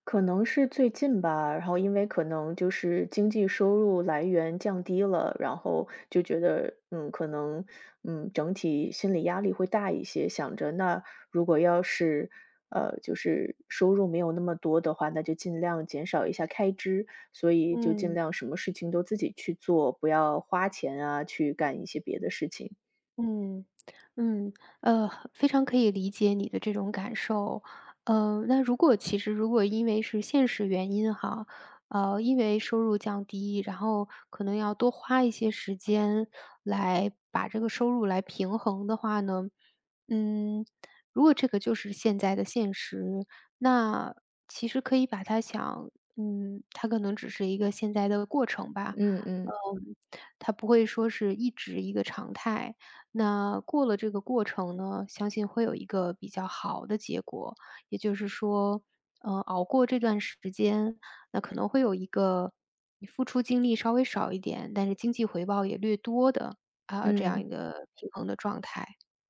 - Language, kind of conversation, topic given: Chinese, advice, 我总觉得没有休息时间，明明很累却对休息感到内疚，该怎么办？
- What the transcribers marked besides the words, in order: other background noise